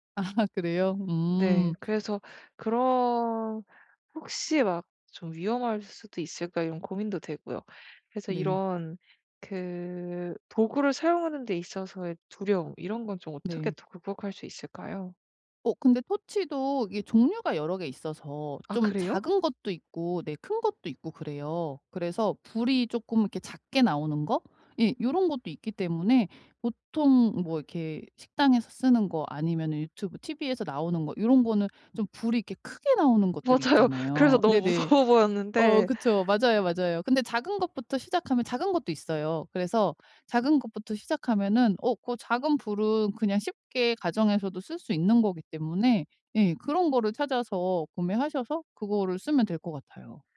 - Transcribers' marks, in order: laughing while speaking: "아"; other background noise; tapping; laughing while speaking: "맞아요"; laughing while speaking: "무서워"
- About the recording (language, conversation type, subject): Korean, advice, 요리 실패를 극복하고 다시 자신감을 키우려면 어떻게 해야 하나요?